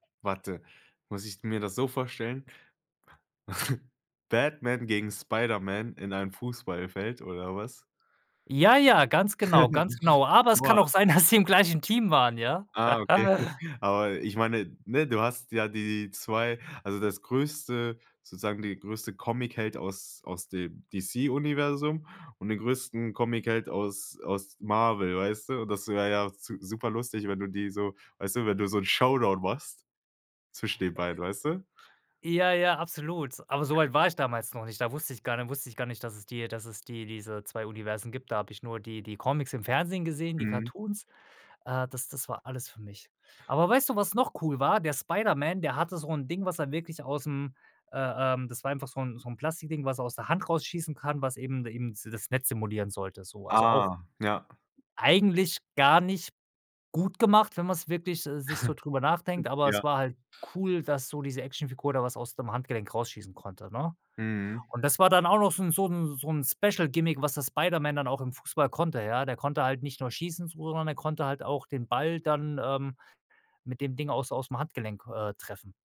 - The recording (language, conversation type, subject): German, podcast, Wie ist deine selbstgebaute Welt aus LEGO oder anderen Materialien entstanden?
- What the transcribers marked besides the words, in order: chuckle; chuckle; laughing while speaking: "dass sie im"; chuckle; in English: "Showdown"; other noise; other background noise; chuckle